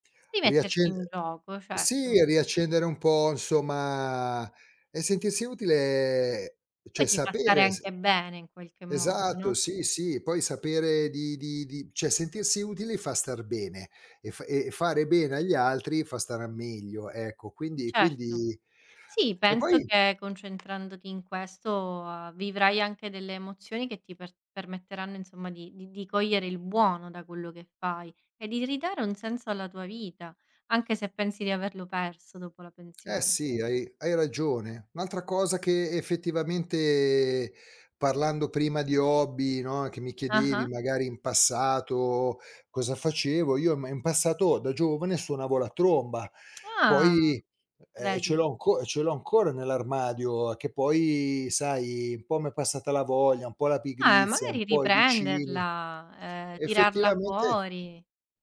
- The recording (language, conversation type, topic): Italian, advice, In che modo la pensione ha cambiato il tuo senso di scopo e di soddisfazione nella vita?
- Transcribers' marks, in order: drawn out: "insomma"; drawn out: "utile"; tapping; lip smack